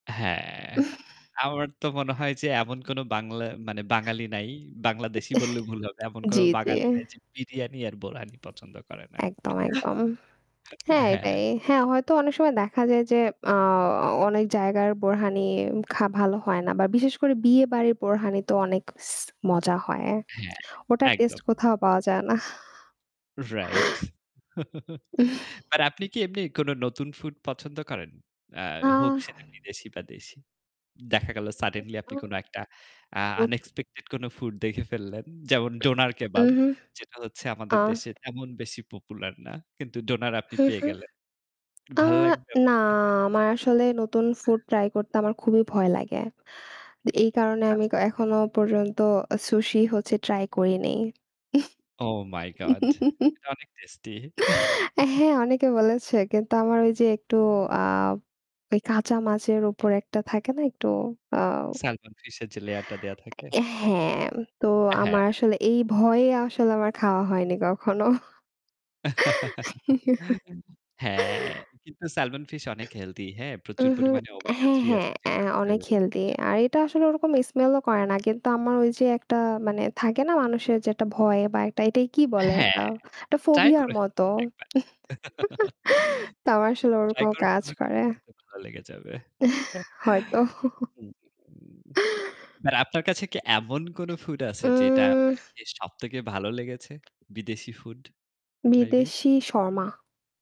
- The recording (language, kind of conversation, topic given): Bengali, unstructured, তুমি কি মনে করো স্থানীয় খাবার খাওয়া ভালো, নাকি বিদেশি খাবার?
- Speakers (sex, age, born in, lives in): female, 20-24, Bangladesh, Bangladesh; male, 30-34, Bangladesh, Germany
- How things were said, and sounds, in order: chuckle; tapping; chuckle; static; chuckle; chuckle; unintelligible speech; other background noise; distorted speech; laugh; chuckle; chuckle; laugh; laugh; chuckle; laughing while speaking: "হয়তো"; drawn out: "উম"